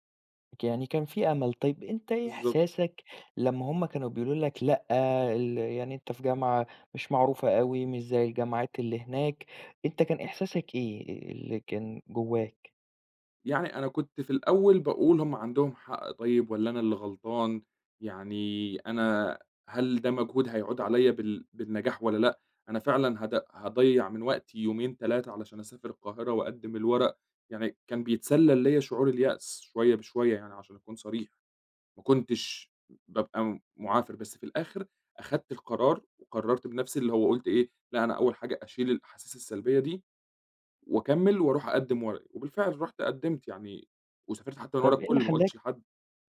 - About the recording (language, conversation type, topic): Arabic, podcast, قرار غيّر مسار حياتك
- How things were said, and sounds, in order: none